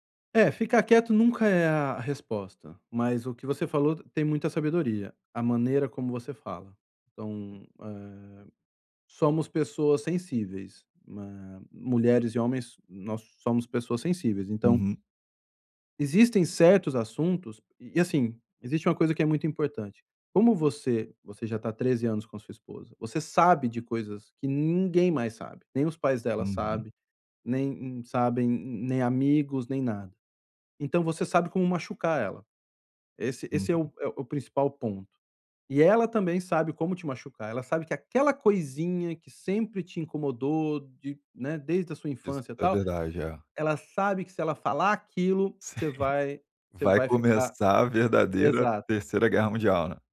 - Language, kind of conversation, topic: Portuguese, advice, Como posso dar feedback sem magoar alguém e manter a relação?
- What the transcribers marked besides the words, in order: laughing while speaking: "Sim"